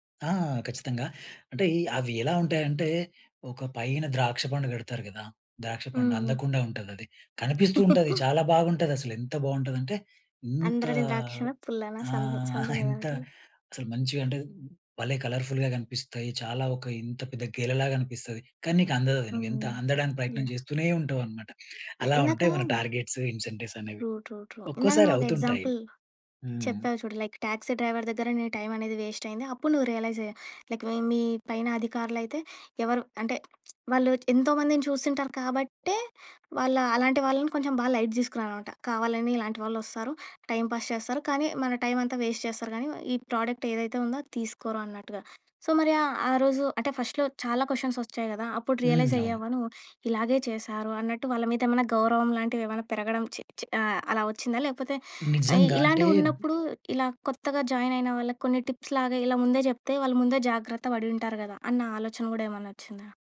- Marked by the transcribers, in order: chuckle; chuckle; in English: "సంథింగ్"; in English: "కలర్ఫుల్‌గా"; tapping; in English: "టార్గెట్స్, ఇన్సెంటివ్స్"; in English: "ట్రూ. ట్రూ. ట్రూ"; in English: "ఎక్సాంపుల్"; other street noise; in English: "లైక్ టాక్సీ డ్రైవర్"; in English: "వేస్ట్"; in English: "రియలైజ్"; in English: "లైక్"; lip smack; in English: "లైట్"; in English: "టైం పాస్"; in English: "వేస్ట్"; in English: "ప్రోడక్ట్"; in English: "సో"; in English: "ఫస్ట్‌లో"; in English: "కొషన్స్"; in English: "రియలైజ్"; in English: "జాయిన్"; in English: "టిప్స్"
- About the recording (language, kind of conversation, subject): Telugu, podcast, మీ కొత్త ఉద్యోగం మొదటి రోజు మీకు ఎలా అనిపించింది?